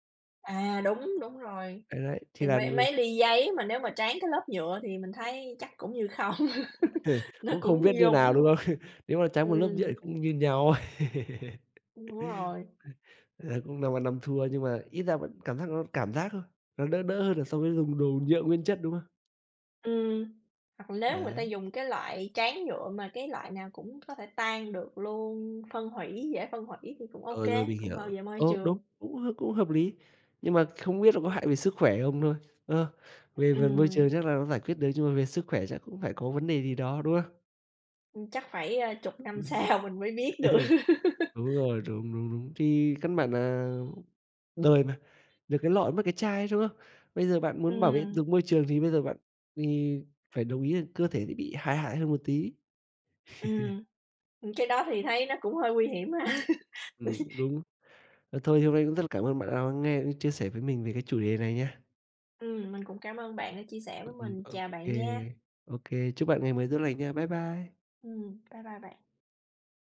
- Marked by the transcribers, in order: chuckle; laughing while speaking: "không"; laugh; tapping; laugh; other background noise; laugh; laughing while speaking: "sau"; laughing while speaking: "được"; laugh; horn; laugh; laughing while speaking: "ha"; laugh
- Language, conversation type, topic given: Vietnamese, unstructured, Chúng ta nên làm gì để giảm rác thải nhựa hằng ngày?